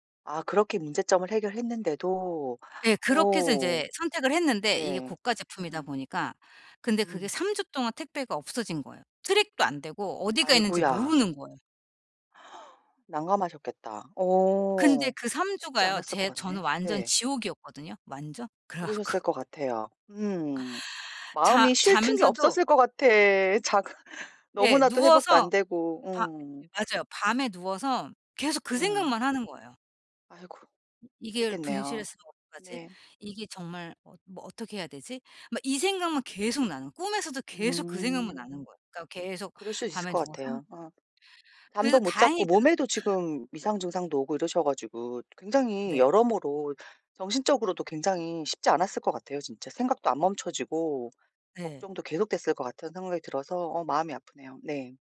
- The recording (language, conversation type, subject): Korean, advice, 걱정이 멈추지 않을 때, 걱정을 줄이고 해결에 집중하려면 어떻게 해야 하나요?
- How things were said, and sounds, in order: in English: "트랙도"; gasp; laughing while speaking: "갖고"; laughing while speaking: "자"; other background noise; gasp